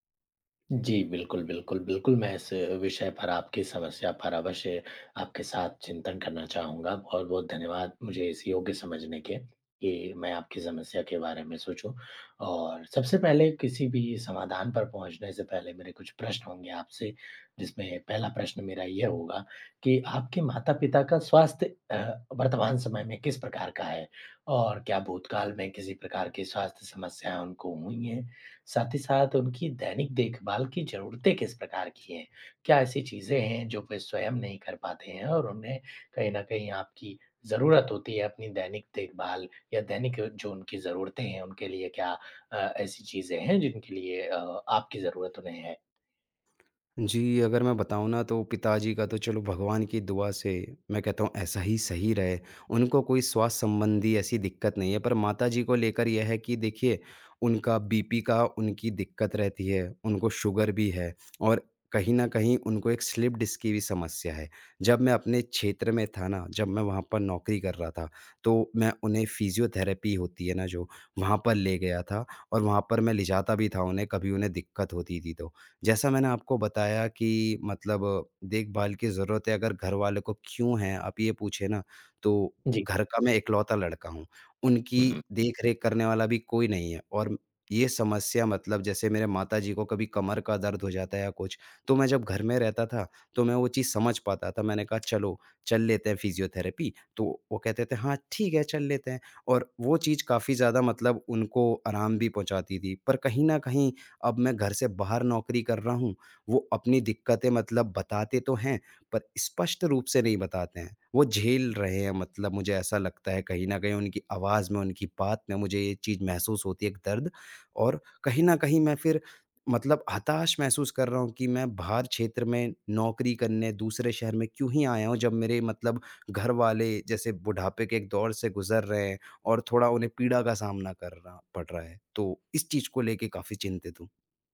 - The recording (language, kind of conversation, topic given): Hindi, advice, क्या मुझे बुजुर्ग माता-पिता की देखभाल के लिए घर वापस आना चाहिए?
- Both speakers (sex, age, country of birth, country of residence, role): male, 25-29, India, India, advisor; male, 25-29, India, India, user
- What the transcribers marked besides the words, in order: tapping; other background noise